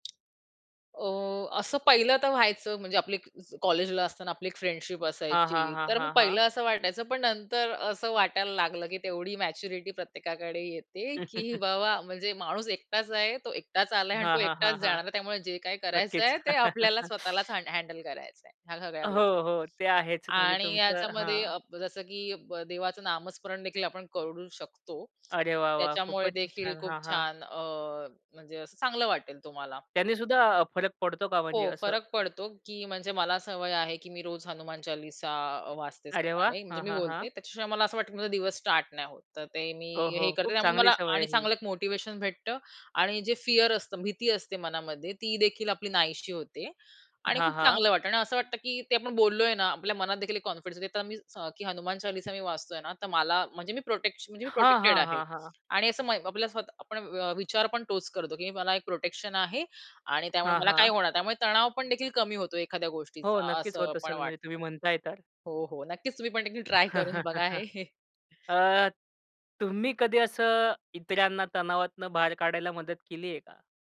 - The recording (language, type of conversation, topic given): Marathi, podcast, तणाव कमी करण्यासाठी तुम्ही कोणते सोपे मार्ग वापरता?
- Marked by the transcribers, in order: tapping; chuckle; chuckle; "करू" said as "कडू"; in English: "फिअर"; in English: "कॉन्फिडन्स"; unintelligible speech; other noise; chuckle; laughing while speaking: "बघा हे"; chuckle